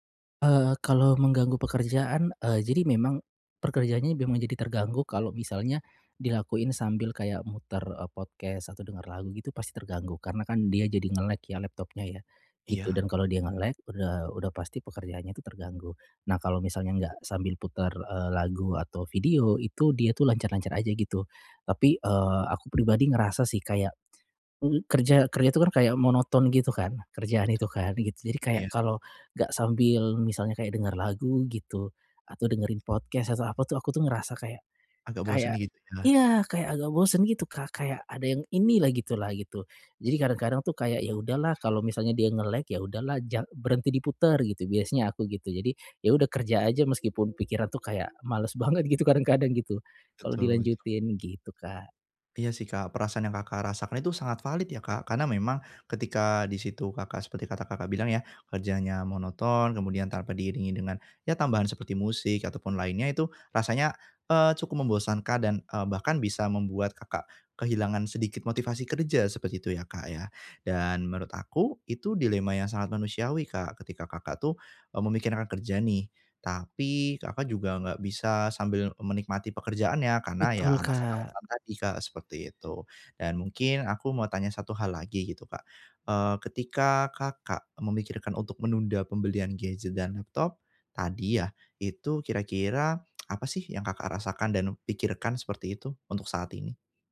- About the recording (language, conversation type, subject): Indonesian, advice, Bagaimana menetapkan batas pengeluaran tanpa mengorbankan kebahagiaan dan kualitas hidup?
- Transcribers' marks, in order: in English: "podcast"; in English: "nge-lag"; in English: "nge-lag"; in English: "podcast"; unintelligible speech; in English: "nge-lag"; laughing while speaking: "males banget gitu, kadang-kadang gitu"; other background noise; tsk